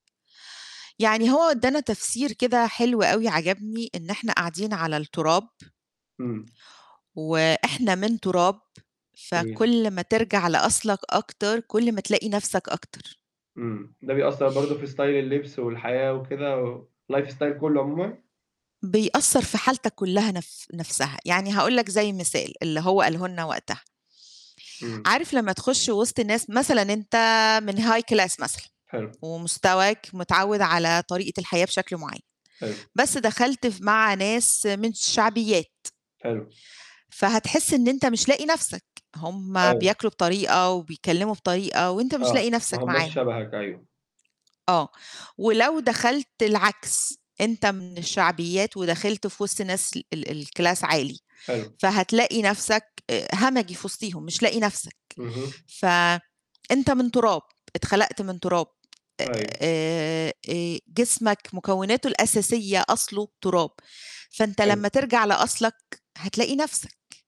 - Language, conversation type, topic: Arabic, podcast, احكيلي عن أول مرة جرّبت فيها التأمّل، كانت تجربتك عاملة إزاي؟
- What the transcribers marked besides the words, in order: in English: "Style"; in English: "الLife Style"; in English: "High Class"; in English: "الClass"; tapping